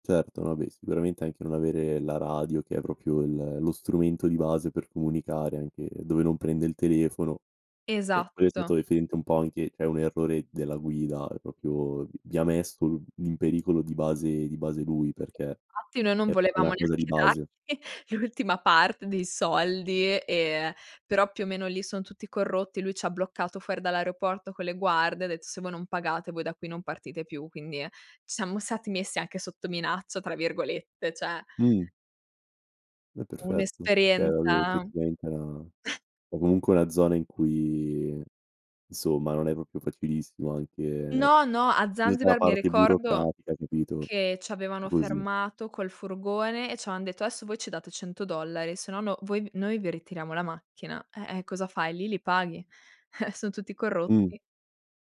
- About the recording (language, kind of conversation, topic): Italian, podcast, Chi ti ha aiutato in un momento difficile durante un viaggio?
- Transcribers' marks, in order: "cioè" said as "ceh"; laughing while speaking: "l'ultima"; unintelligible speech; "cioè" said as "ceh"; chuckle; "avevan" said as "avean"